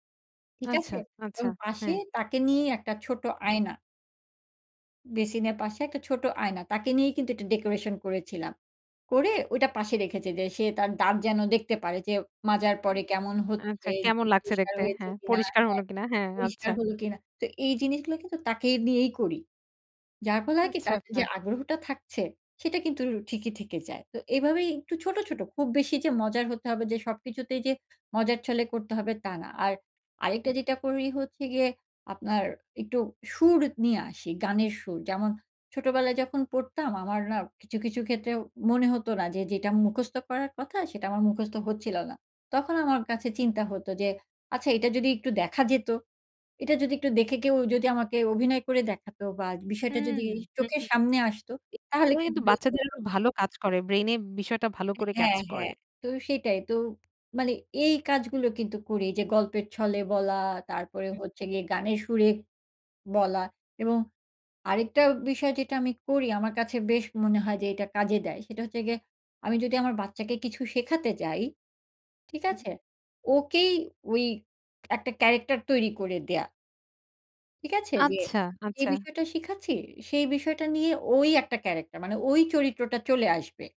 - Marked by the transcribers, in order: unintelligible speech; in English: "ক্যাচ"
- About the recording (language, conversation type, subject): Bengali, podcast, তুমি কীভাবে শেখাকে মজার করে তোলো?